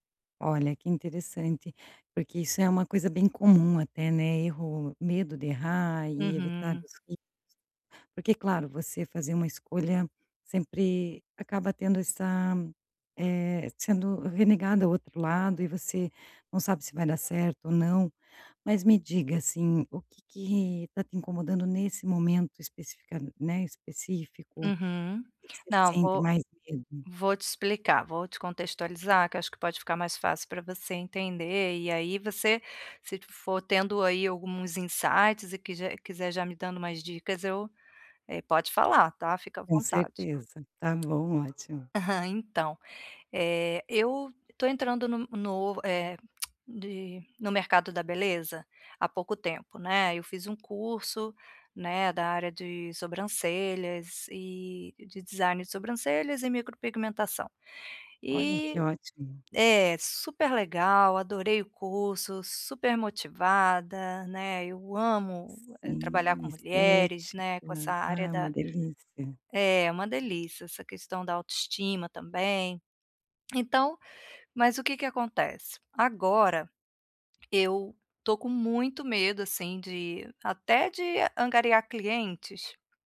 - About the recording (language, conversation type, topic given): Portuguese, advice, Como posso parar de ter medo de errar e começar a me arriscar para tentar coisas novas?
- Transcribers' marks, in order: unintelligible speech; other background noise; in English: "insights"; tapping; tongue click